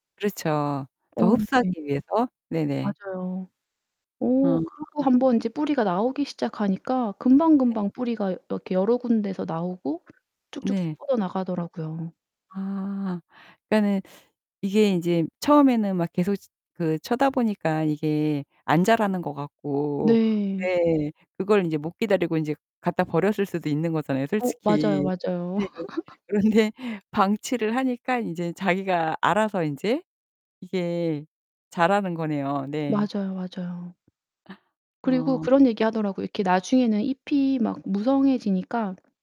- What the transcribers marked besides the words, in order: distorted speech; laugh; laughing while speaking: "그런데"; other background noise; tapping
- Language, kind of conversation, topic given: Korean, podcast, 식물을 키우면서 얻게 된 사소한 깨달음은 무엇인가요?